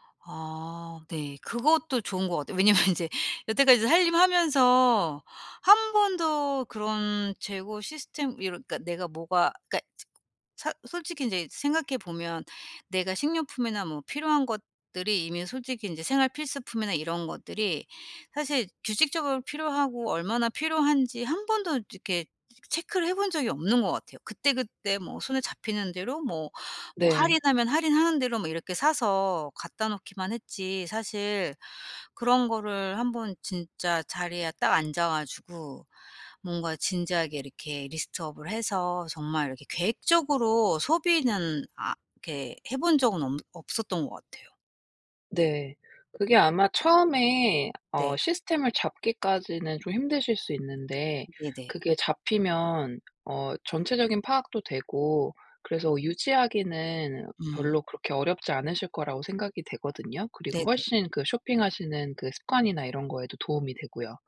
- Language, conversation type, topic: Korean, advice, 세일 때문에 필요 없는 물건까지 사게 되는 습관을 어떻게 고칠 수 있을까요?
- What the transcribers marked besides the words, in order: tapping; laughing while speaking: "왜냐하면 인제"; in English: "리스트 업을"